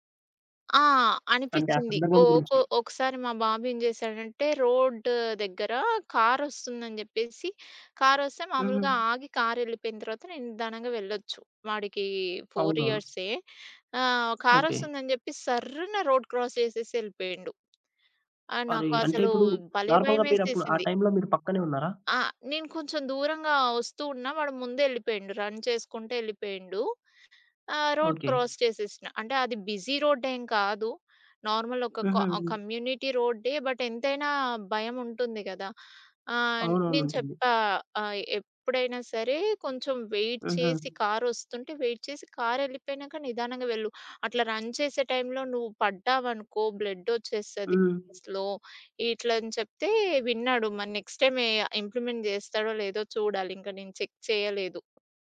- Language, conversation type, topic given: Telugu, podcast, మీ ఇంట్లో పిల్లల పట్ల ప్రేమాభిమానాన్ని ఎలా చూపించేవారు?
- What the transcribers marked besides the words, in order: tapping; in English: "రోడ్"; in English: "రోడ్ క్రాస్"; other background noise; in English: "నార్మల్‌గా"; in English: "రన్"; in English: "రోడ్ క్రాస్"; in English: "నార్మల్"; in English: "బట్"; in English: "వెయిట్"; in English: "వెయిట్"; in English: "రన్"; in English: "బ్లడ్"; unintelligible speech; in English: "నెక్స్ట్ టైమ్"; in English: "చెక్"